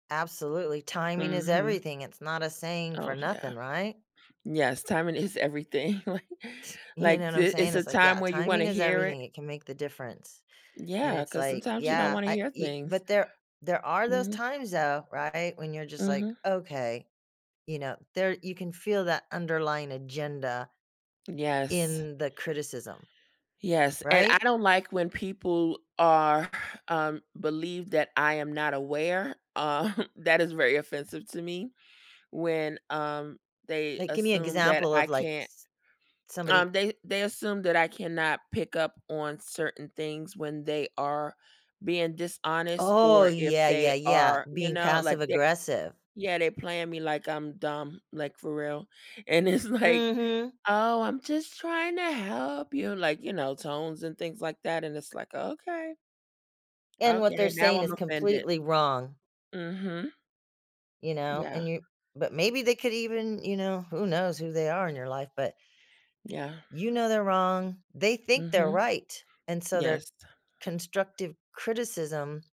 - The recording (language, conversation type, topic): English, unstructured, How do you use feedback from others to grow and improve yourself?
- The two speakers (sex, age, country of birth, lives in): female, 45-49, United States, United States; female, 60-64, United States, United States
- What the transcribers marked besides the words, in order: laughing while speaking: "everything, like"; tsk; other background noise; laughing while speaking: "um"; tapping; laughing while speaking: "it's like"; put-on voice: "Oh, I'm just trying to help you"